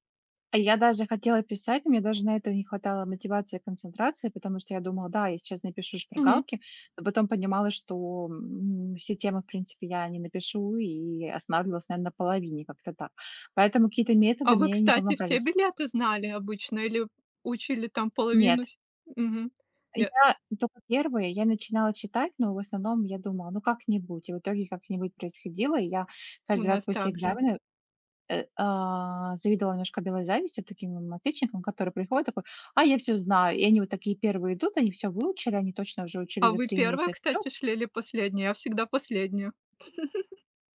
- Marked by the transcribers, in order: other background noise; chuckle
- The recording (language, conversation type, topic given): Russian, unstructured, Как справляться с экзаменационным стрессом?